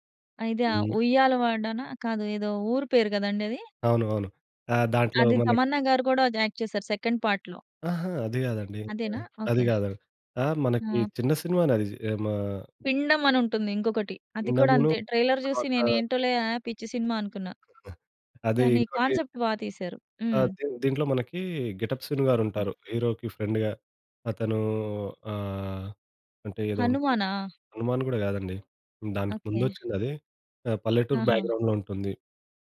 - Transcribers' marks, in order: in English: "యాక్ట్"; in English: "సెకండ్ పార్ట్‌లో"; tapping; in English: "ట్రైలర్"; other background noise; in English: "కాన్సెప్ట్"; in English: "హీరోకి ఫ్రెండ్‌గా"; in English: "బ్యాక్‌గ్రౌండ్‌లో"
- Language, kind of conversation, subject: Telugu, podcast, ట్రైలర్‌లో స్పాయిలర్లు లేకుండా సినిమాకథను ఎంతవరకు చూపించడం సరైనదని మీరు భావిస్తారు?